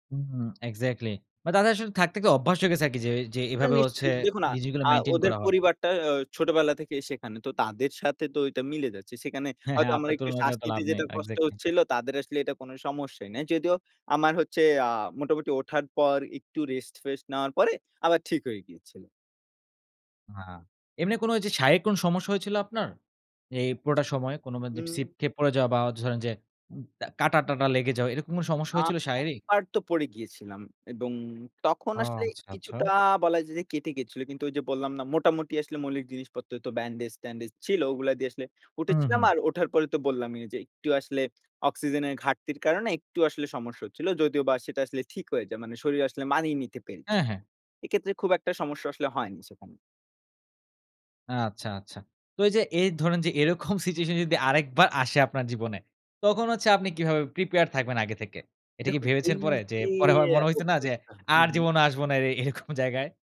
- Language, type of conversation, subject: Bengali, podcast, তোমার জীবনের সবচেয়ে স্মরণীয় সাহসিক অভিযানের গল্প কী?
- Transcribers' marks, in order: in English: "মেইনটেইন"; "স্লিপ" said as "সিপ"; other background noise; laughing while speaking: "এরকম"; in English: "সিচুয়েশন"; in English: "প্রিপেয়ার"; laughing while speaking: "এর এরকম"